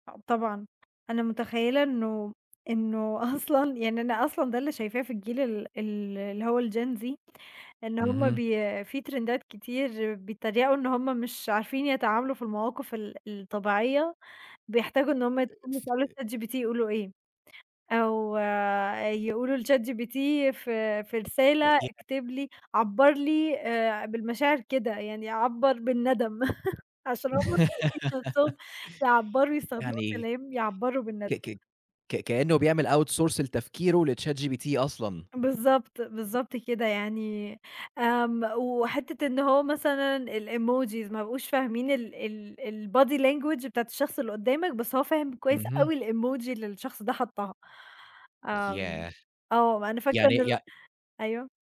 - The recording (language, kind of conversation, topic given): Arabic, podcast, إزاي التكنولوجيا بتأثر على علاقتك بأهلك وأصحابك؟
- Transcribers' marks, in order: tapping; laughing while speaking: "أصلًا"; in English: "الGENZ"; other background noise; in English: "ترندات"; unintelligible speech; laugh; in English: "outsource"; in English: "الemojis"; in English: "الbody language"; in English: "الemoji"